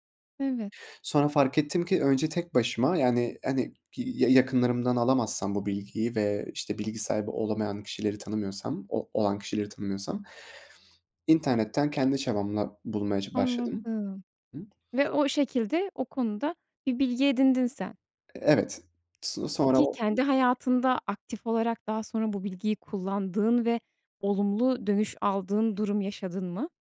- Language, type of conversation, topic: Turkish, podcast, Birine bir beceriyi öğretecek olsan nasıl başlardın?
- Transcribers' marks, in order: other background noise; tapping